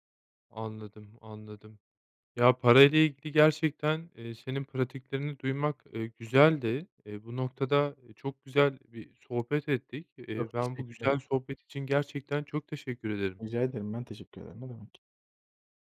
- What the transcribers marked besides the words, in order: none
- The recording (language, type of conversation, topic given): Turkish, podcast, Para biriktirmeyi mi, harcamayı mı yoksa yatırım yapmayı mı tercih edersin?